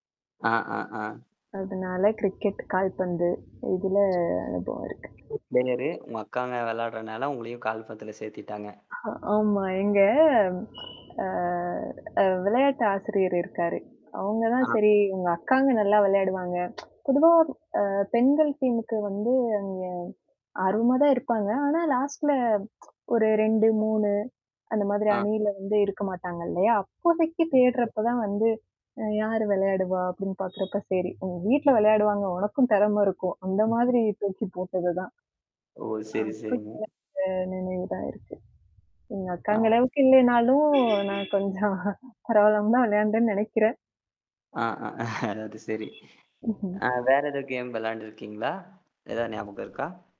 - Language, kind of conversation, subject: Tamil, podcast, வீடியோ கேம்கள் இல்லாத காலத்தில் நீங்கள் விளையாடிய விளையாட்டுகளைப் பற்றிய நினைவுகள் உங்களுக்குள்ளதா?
- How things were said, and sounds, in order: static; mechanical hum; other noise; unintelligible speech; in English: "பிளேயர்"; drawn out: "எங்க அ"; horn; tsk; in English: "டீமுக்கு"; in English: "லாஸ்ட்ல"; tsk; other background noise; unintelligible speech; laughing while speaking: "நான் கொஞ்சம் பரவால்லாம தான் வெளையாண்டேன்னு நெனைக்கிறேன்"; chuckle